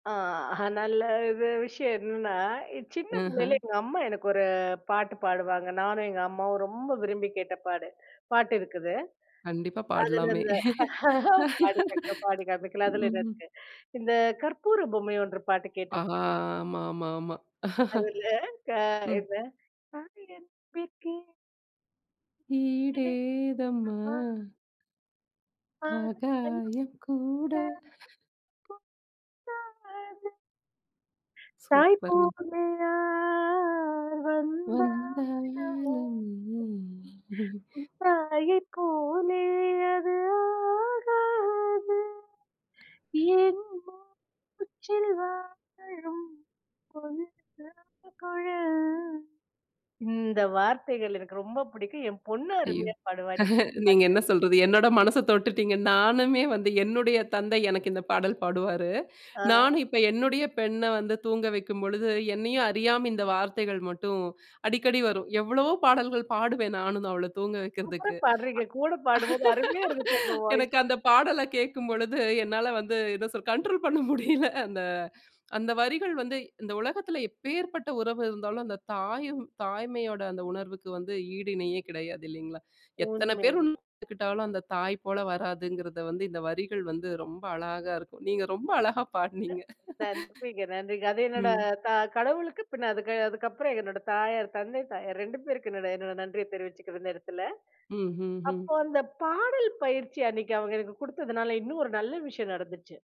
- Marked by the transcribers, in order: chuckle; laugh; chuckle; unintelligible speech; singing: "ஈடேதம்மா"; unintelligible speech; singing: "அ, தாய்ப்போலயா நான் ஆ வந்து … போ உச்சில் வாழும்"; singing: "அகாயம் கூட"; unintelligible speech; other noise; unintelligible speech; singing: "வந்தாலுமே"; unintelligible speech; chuckle; unintelligible speech; chuckle; laughing while speaking: "சூப்பர்றா பாடுறீங்க. கூட பாடும்போது அருமையா இருந்துச்சு. உங்க வாய்ஸ்"; laugh; laughing while speaking: "எனக்கு அந்த பாடல கேட்கும்பொழுது என்னால வந்து, என்ன சொல்றது கண்ட்ரோல் பண்ண முடியல"; laughing while speaking: "நீங்க ரொம்ப அழகா பாடுனீங்க"; laugh
- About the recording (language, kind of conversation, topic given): Tamil, podcast, இந்தச் செயல் உங்களுக்கு என்ன சந்தோஷம் தருகிறது?